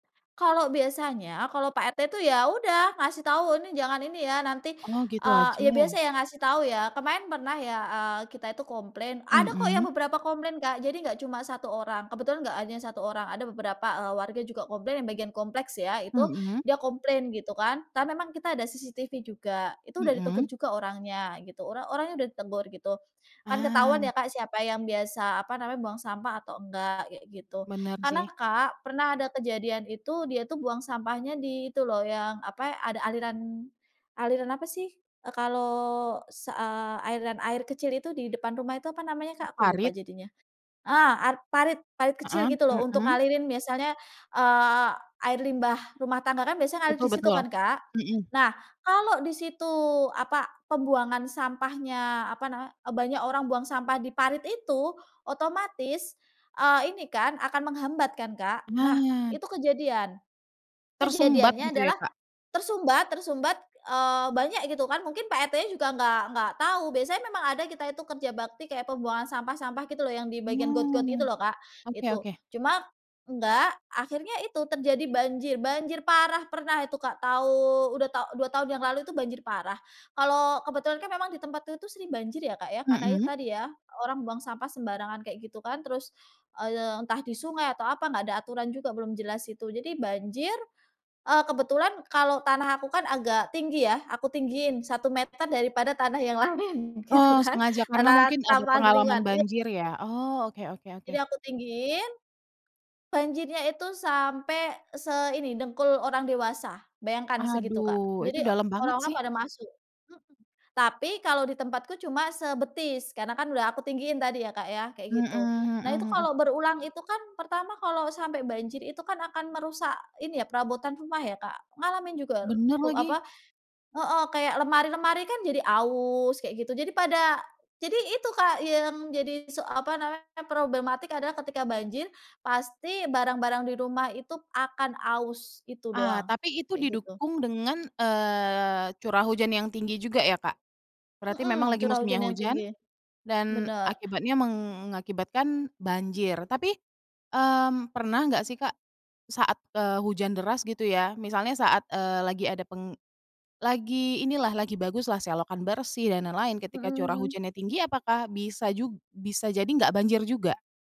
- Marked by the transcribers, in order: tapping; in English: "CCTV"; laughing while speaking: "lain gitu kan"; chuckle
- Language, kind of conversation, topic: Indonesian, podcast, Apa alasan orang masih sulit membuang sampah pada tempatnya, menurutmu?